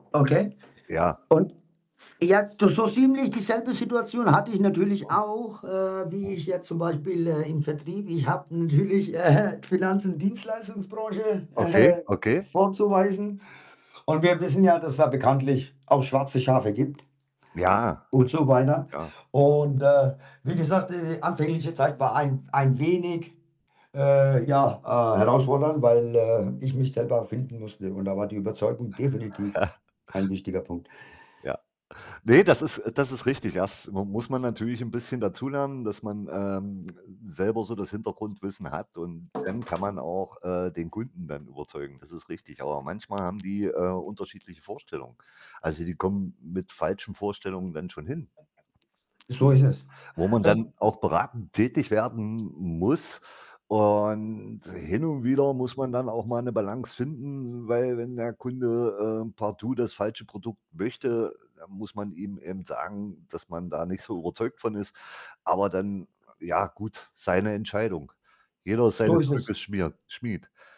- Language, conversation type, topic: German, unstructured, Wann ist es wichtig, für deine Überzeugungen zu kämpfen?
- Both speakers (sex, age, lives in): male, 45-49, Germany; male, 50-54, Germany
- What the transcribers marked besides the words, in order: other background noise; static; chuckle; background speech; drawn out: "Und"; distorted speech